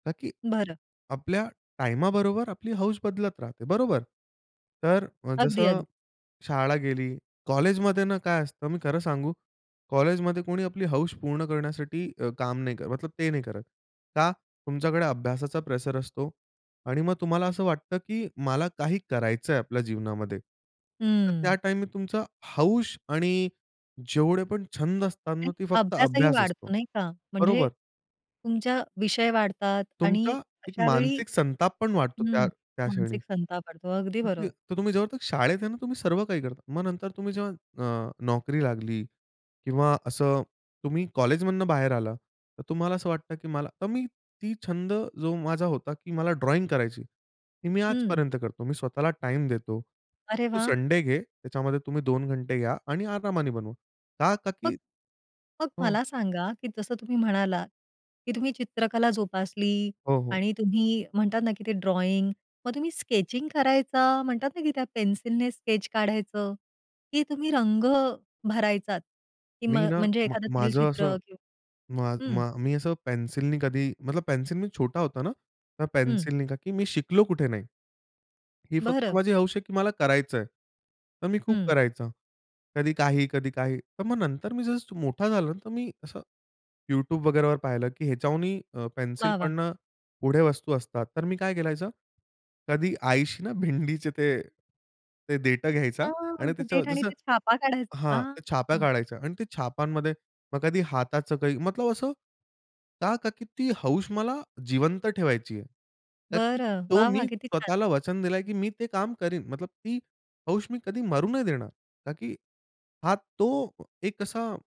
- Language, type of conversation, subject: Marathi, podcast, तुमची आवडती सर्जनशील हौस कोणती आहे?
- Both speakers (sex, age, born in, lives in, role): female, 40-44, India, India, host; male, 25-29, India, India, guest
- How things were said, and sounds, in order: other background noise; "प्रेशर" said as "प्रेसर"; unintelligible speech; "जोपर्यंत" said as "जोवरतक"; tapping; in English: "ड्रॉइंग"; in English: "ड्रॉइंग"; in English: "स्केचिंग"; in English: "स्केच"; laughing while speaking: "भिंडीचे ते"; "देठाने" said as "देठाणी"; "छाप" said as "छापा"; "छाप" said as "छाप्या"